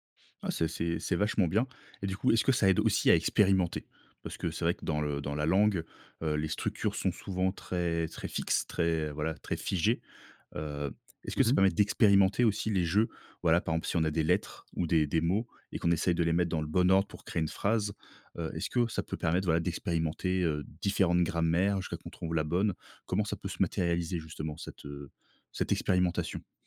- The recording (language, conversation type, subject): French, podcast, Comment le jeu peut-il booster l’apprentissage, selon toi ?
- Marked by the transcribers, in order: none